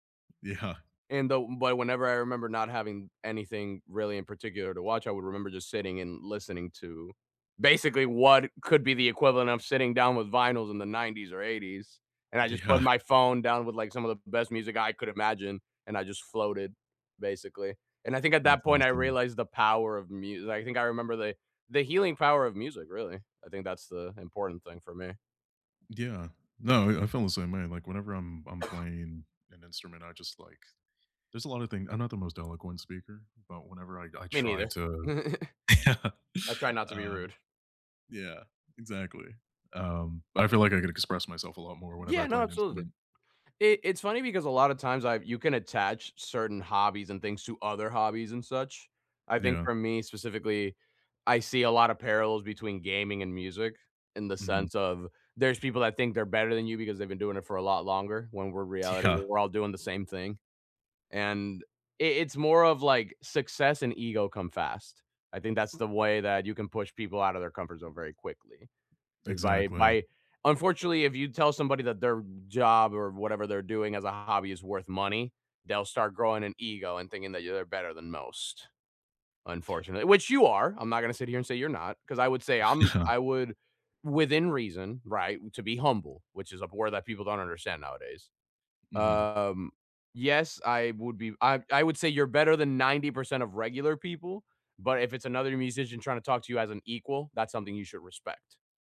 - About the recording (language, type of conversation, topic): English, unstructured, What hobby pushed you out of your comfort zone, and what happened next?
- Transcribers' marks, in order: tapping; cough; chuckle; laughing while speaking: "yeah"; other background noise; laughing while speaking: "Yeah"; chuckle; drawn out: "Um"